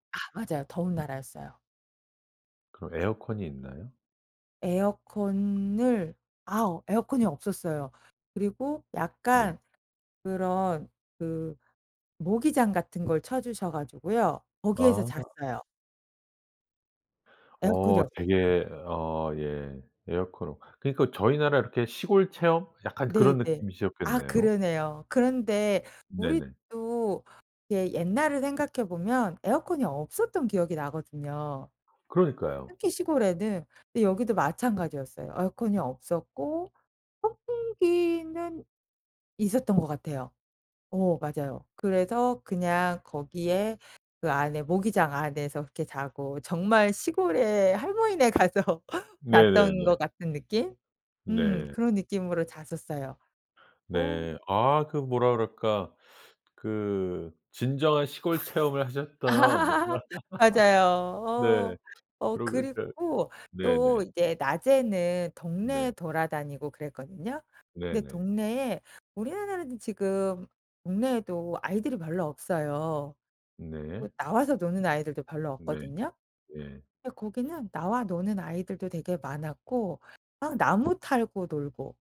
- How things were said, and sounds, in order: tapping; other background noise; laughing while speaking: "가서"; laugh; "타고" said as "탈고"
- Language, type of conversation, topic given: Korean, podcast, 여행 중 가장 기억에 남는 문화 체험은 무엇이었나요?